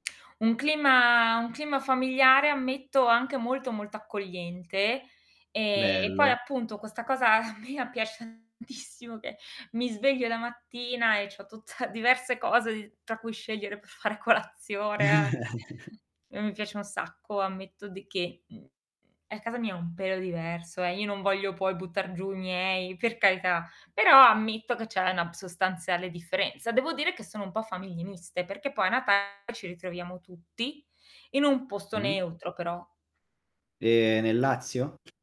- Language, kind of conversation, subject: Italian, podcast, Come si conciliano tradizioni diverse nelle famiglie miste?
- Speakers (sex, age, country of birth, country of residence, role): female, 40-44, Italy, Germany, guest; male, 25-29, Italy, Italy, host
- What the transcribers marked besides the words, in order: distorted speech; laughing while speaking: "tutta"; laughing while speaking: "per fare"; chuckle; tapping